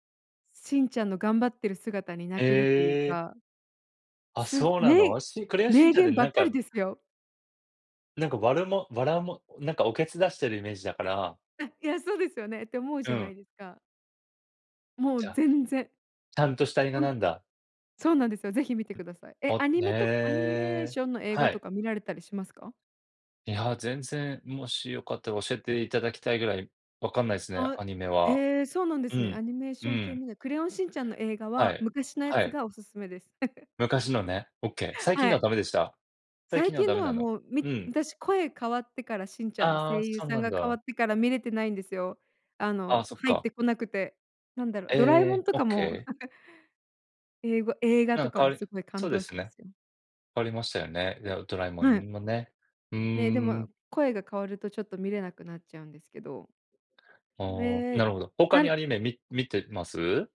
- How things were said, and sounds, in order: other noise; chuckle; tapping; chuckle
- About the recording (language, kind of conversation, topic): Japanese, unstructured, 最近観た映画の中で、特に印象に残っている作品は何ですか？